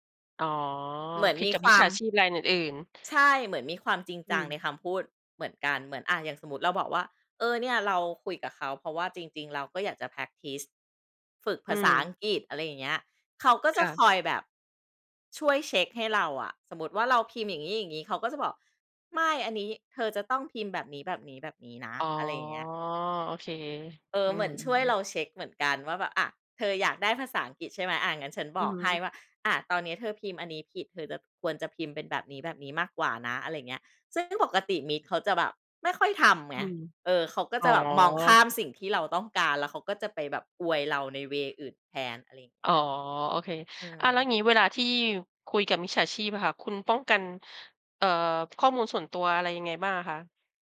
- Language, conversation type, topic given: Thai, podcast, เคยโดนสแปมหรือมิจฉาชีพออนไลน์ไหม เล่าได้ไหม?
- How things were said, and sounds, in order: in English: "แพร็กทิซ"; drawn out: "อ๋อ"; in English: "เวย์"